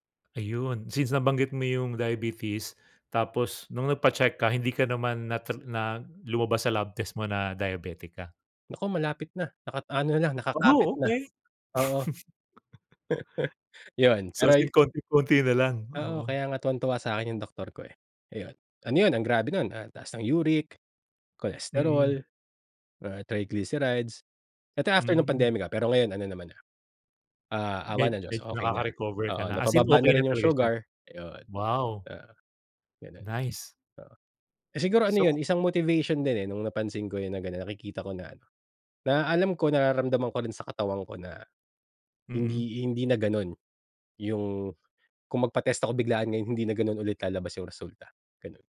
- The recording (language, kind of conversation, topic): Filipino, podcast, Paano ka bumubuo ng mga gawi para sa kalusugan na talagang tumatagal?
- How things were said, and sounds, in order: chuckle; in English: "triglycerides"